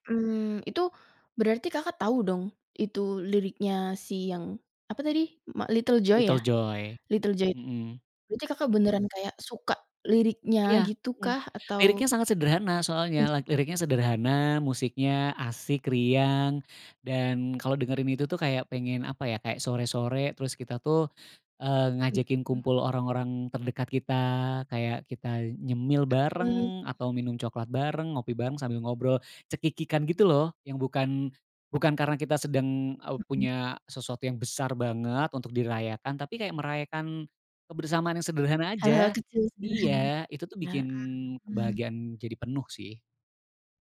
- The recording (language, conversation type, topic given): Indonesian, podcast, Bagaimana musik membantu kamu melewati masa sulit?
- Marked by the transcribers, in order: other background noise